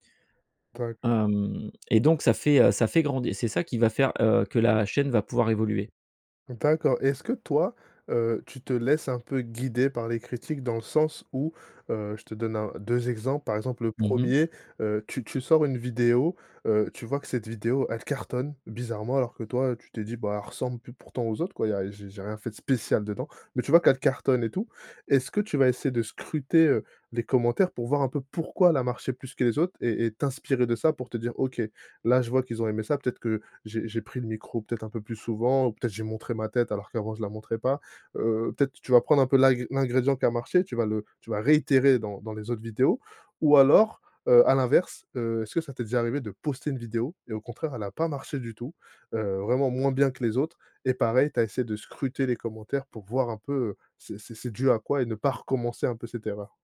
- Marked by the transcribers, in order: other background noise; stressed: "pourquoi"
- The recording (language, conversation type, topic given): French, podcast, Comment gères-tu les critiques quand tu montres ton travail ?